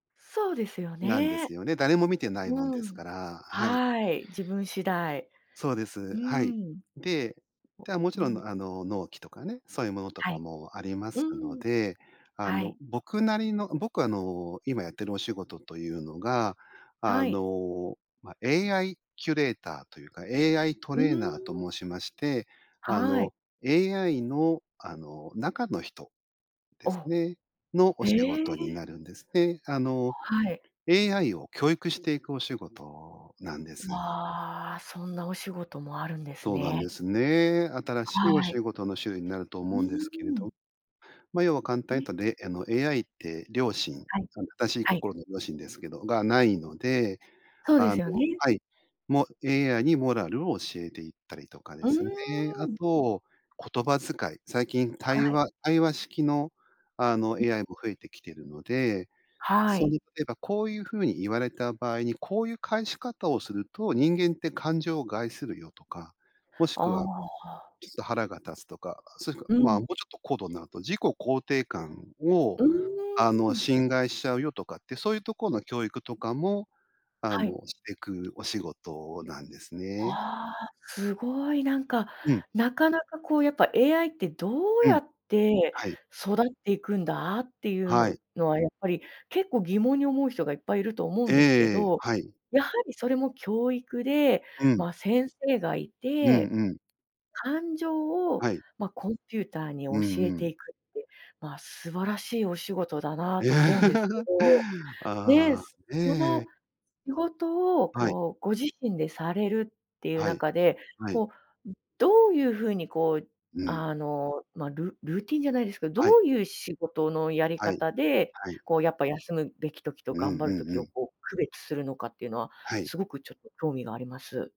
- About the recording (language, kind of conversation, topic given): Japanese, podcast, 休むべきときと頑張るべきときは、どう判断すればいいですか？
- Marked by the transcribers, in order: other background noise; laugh